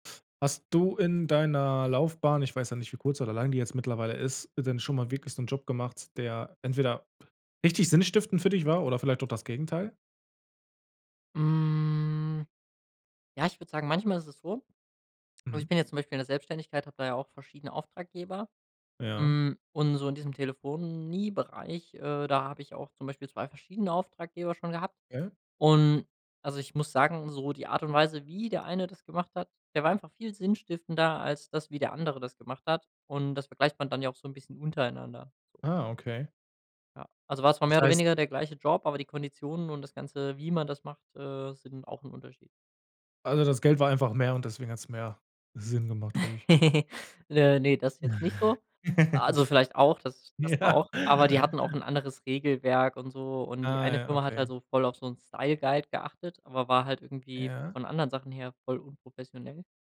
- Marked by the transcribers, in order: laugh; laughing while speaking: "Ja"
- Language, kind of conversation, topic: German, podcast, Was macht einen Job für dich sinnstiftend?